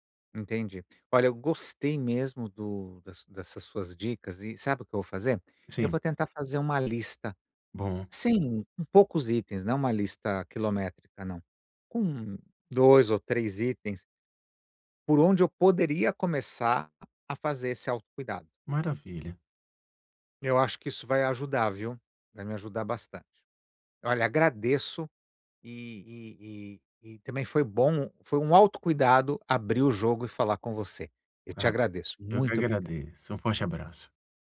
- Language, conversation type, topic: Portuguese, advice, Como posso reservar tempo regular para o autocuidado na minha agenda cheia e manter esse hábito?
- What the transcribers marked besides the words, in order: none